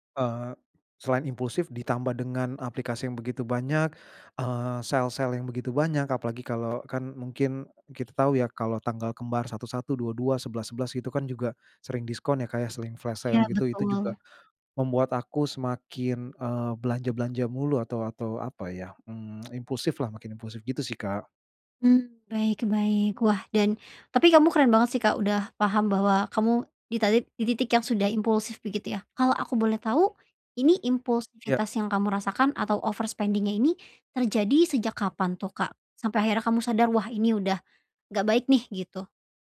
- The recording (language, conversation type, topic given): Indonesian, advice, Bagaimana banyaknya aplikasi atau situs belanja memengaruhi kebiasaan belanja dan pengeluaran saya?
- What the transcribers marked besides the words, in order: in English: "sale-sale"; in English: "flash sale"; tsk; in English: "overspending-nya"